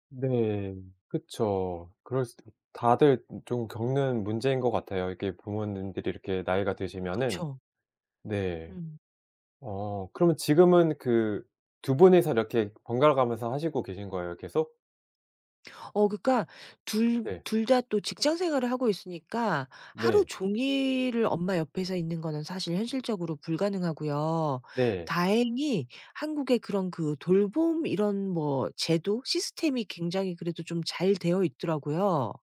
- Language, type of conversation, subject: Korean, advice, 가족 돌봄 책임에 대해 어떤 점이 가장 고민되시나요?
- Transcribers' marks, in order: other background noise